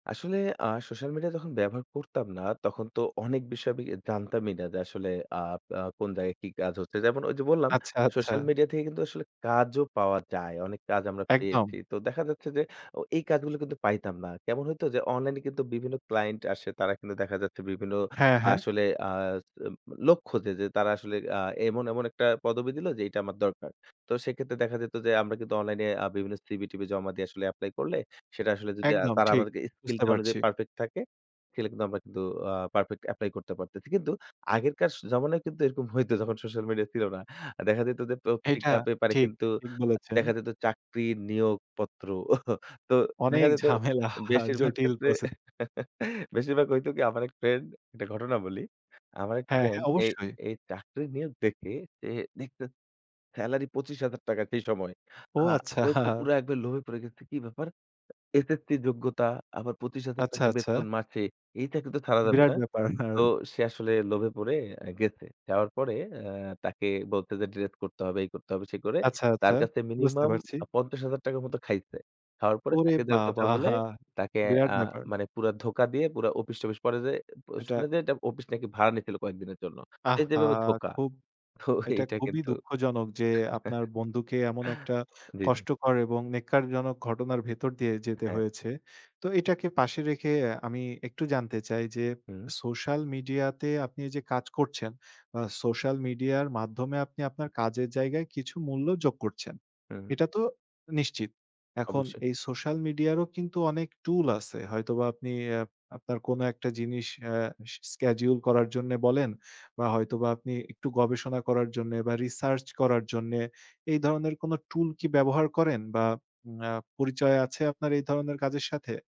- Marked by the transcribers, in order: laughing while speaking: "আচ্ছা, আচ্ছা"; tapping; laughing while speaking: "ঝামেলা, জটিল প্রসে"; chuckle; laughing while speaking: "আচ্ছা"; laughing while speaking: "ব্যাপার"; laughing while speaking: "বাবা!"; laughing while speaking: "তো"; chuckle; in English: "schedule"
- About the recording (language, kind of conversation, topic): Bengali, podcast, সোশ্যাল মিডিয়া কীভাবে আপনার কাজকে বদলে দেয়?